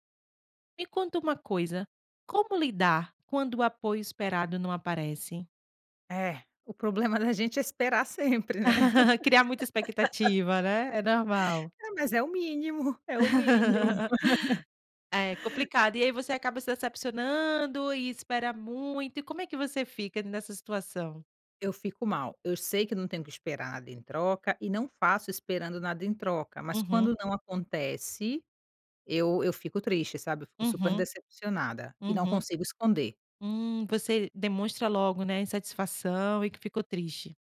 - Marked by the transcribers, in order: laugh; laugh
- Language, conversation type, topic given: Portuguese, podcast, Como lidar quando o apoio esperado não aparece?